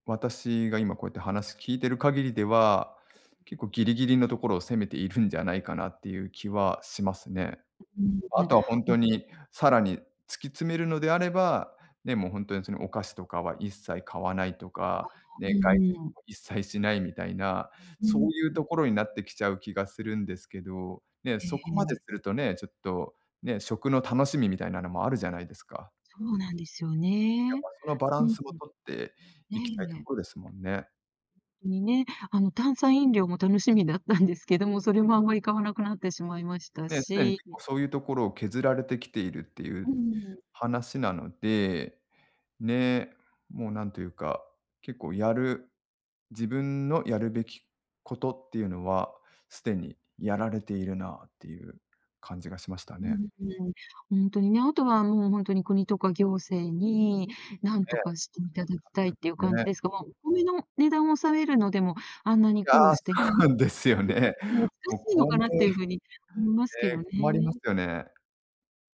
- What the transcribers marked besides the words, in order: other noise; laughing while speaking: "だったんですけども"; unintelligible speech; laughing while speaking: "そうなんですよね"
- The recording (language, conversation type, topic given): Japanese, advice, 食費を抑えながら栄養バランスも良くするにはどうすればいいですか？
- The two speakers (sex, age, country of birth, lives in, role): female, 60-64, Japan, Japan, user; male, 40-44, Japan, Japan, advisor